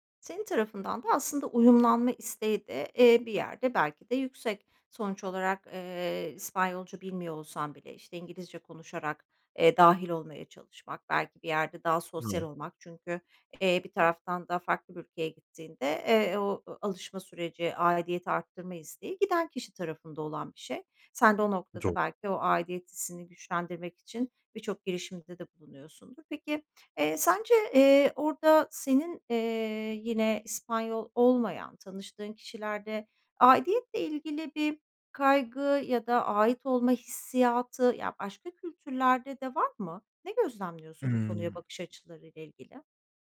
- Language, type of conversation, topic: Turkish, podcast, İki dilli olmak aidiyet duygunu sence nasıl değiştirdi?
- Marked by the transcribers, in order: tapping; unintelligible speech